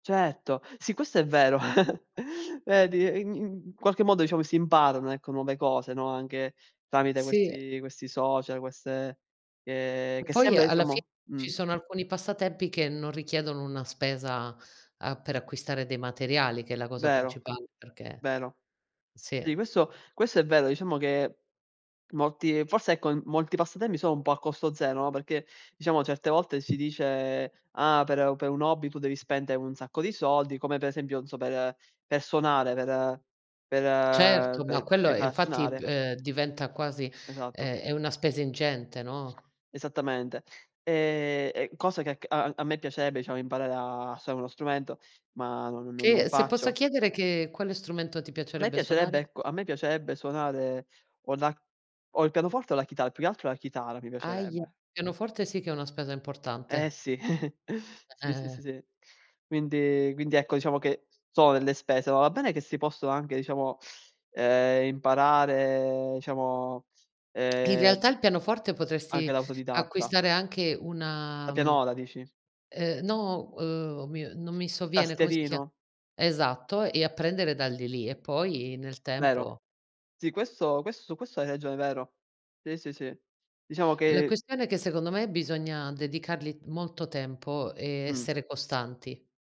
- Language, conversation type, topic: Italian, unstructured, Quali hobby ti sorprendono per quanto siano popolari oggi?
- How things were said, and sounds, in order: chuckle; "fine" said as "fi"; other background noise; "andare" said as "nda"; tapping; chuckle